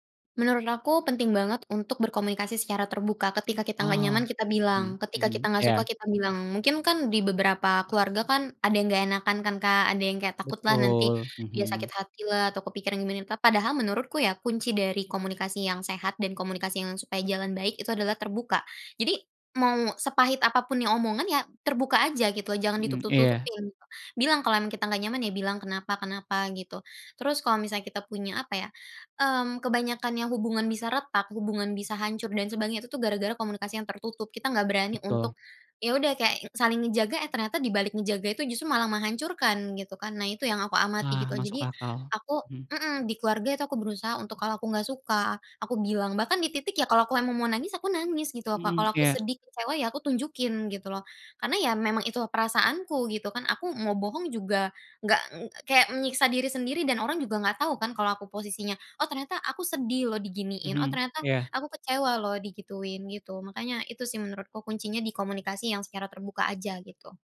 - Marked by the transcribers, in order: none
- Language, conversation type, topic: Indonesian, podcast, Bagaimana cara membangun jembatan antargenerasi dalam keluarga?